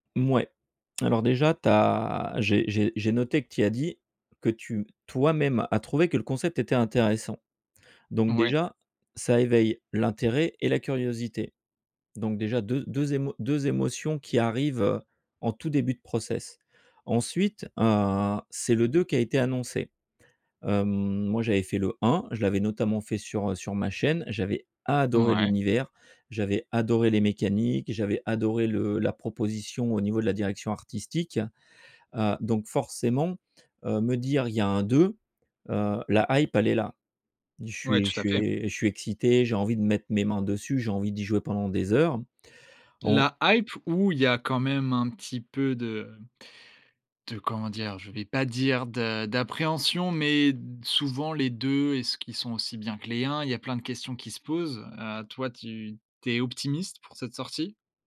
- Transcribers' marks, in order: other background noise; in English: "process"; stressed: "adoré"; in English: "hype"
- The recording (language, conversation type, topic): French, podcast, Quel rôle jouent les émotions dans ton travail créatif ?